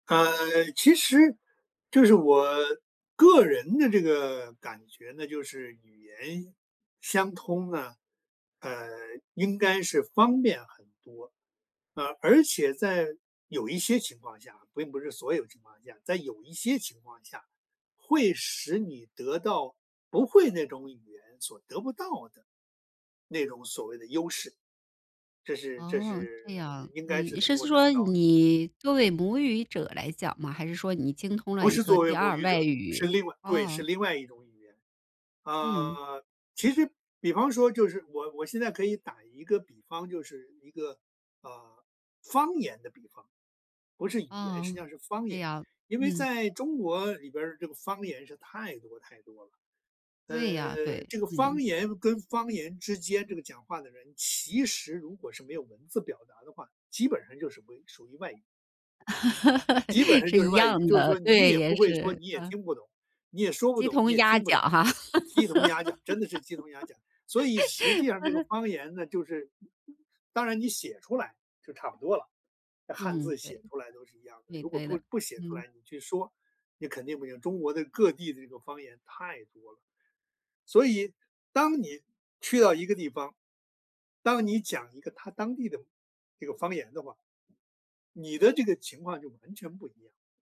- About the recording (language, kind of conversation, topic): Chinese, podcast, 语言对你来说意味着什么？
- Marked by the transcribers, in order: chuckle; laugh